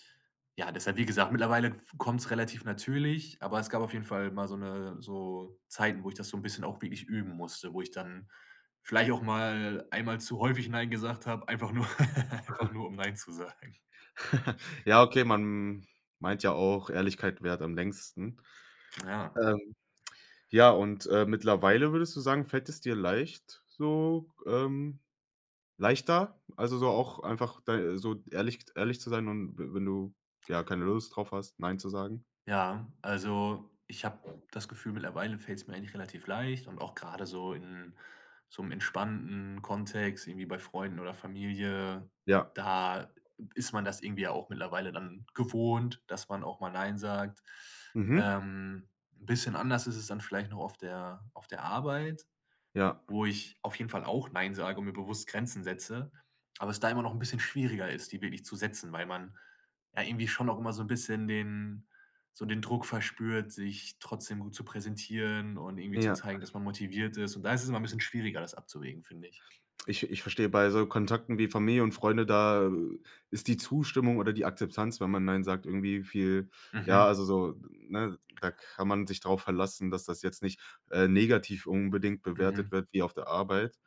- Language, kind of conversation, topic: German, podcast, Wann sagst du bewusst nein, und warum?
- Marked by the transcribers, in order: laughing while speaking: "nur"; laugh; chuckle; other background noise